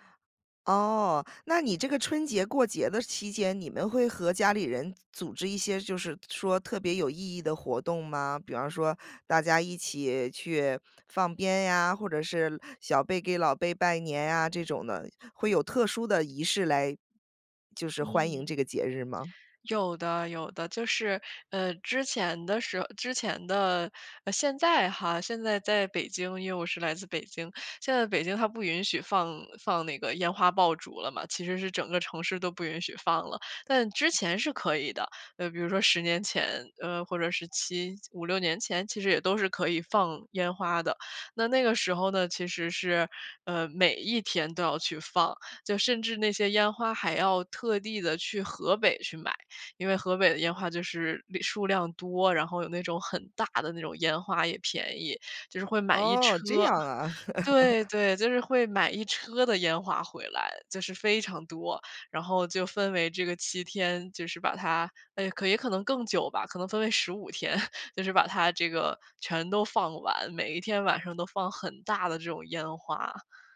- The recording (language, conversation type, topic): Chinese, podcast, 能分享一次让你难以忘怀的节日回忆吗？
- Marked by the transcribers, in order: laugh; laugh